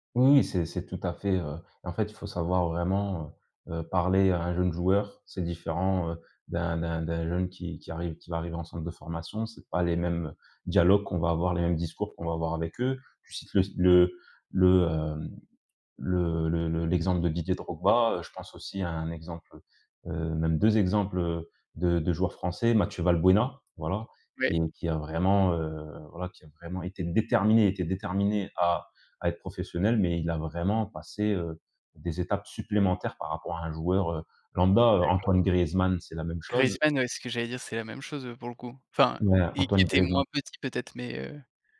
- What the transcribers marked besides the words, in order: unintelligible speech; stressed: "déterminé"; other background noise
- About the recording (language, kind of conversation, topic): French, podcast, Peux-tu me parler d’un projet qui te passionne en ce moment ?